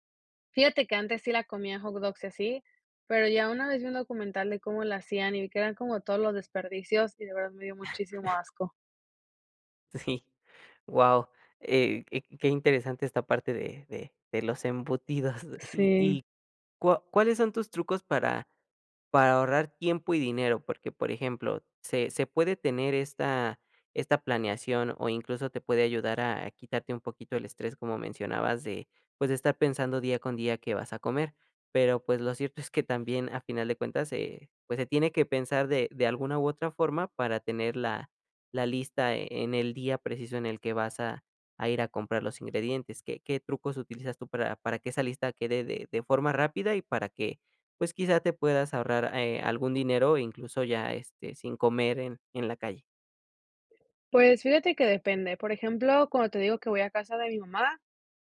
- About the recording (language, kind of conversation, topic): Spanish, podcast, ¿Cómo planificas las comidas de la semana sin volverte loco?
- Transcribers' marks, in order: chuckle; laughing while speaking: "Sí"; laughing while speaking: "embutidos"